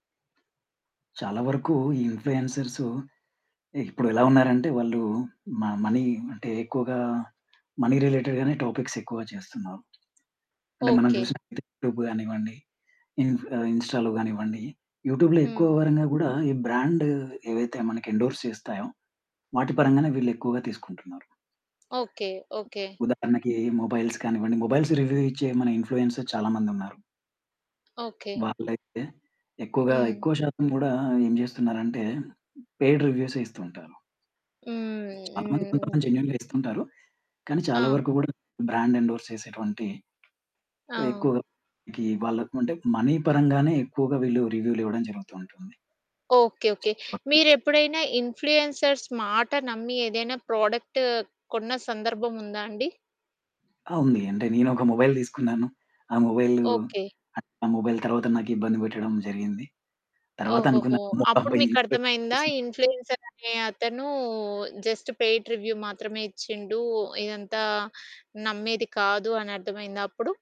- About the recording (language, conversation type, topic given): Telugu, podcast, ఇన్ఫ్లువెన్సర్లు ఎక్కువగా నిజాన్ని చెబుతారా, లేక కేవలం ఆడంబరంగా చూపించడానికే మొగ్గు చూపుతారా?
- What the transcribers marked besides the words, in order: in English: "మ మనీ"; in English: "మనీ రిలేటెడ్‌గానే టాపిక్స్"; other background noise; distorted speech; in English: "యూట్యూబ్"; in English: "ఇన్ ఇన్‌స్టాలో"; in English: "యూట్యూబ్‌లో"; in English: "బ్రాండ్"; in English: "ఎండోర్స్"; in English: "మొబైల్స్"; in English: "మొబైల్స్ రివ్యూ"; in English: "ఇన్‌ఫ్లుయెన్సర్"; in English: "పెయిడ్"; in English: "జెన్యూన్‌గా"; in English: "బ్రాండ్ ఎండోర్స్"; in English: "మనీ"; unintelligible speech; in English: "ఇన్‌ఫ్లుయెన్సర్స్"; in English: "ప్రొడక్ట్"; in English: "మొబైల్"; in English: "మొబైల్"; in English: "బై ఇన్‌ఫ్లుయెన్సర్స్"; in English: "ఇన్‌ఫ్లుయెన్సర్"; in English: "జస్ట్ పెయిడ్ రివ్యూ"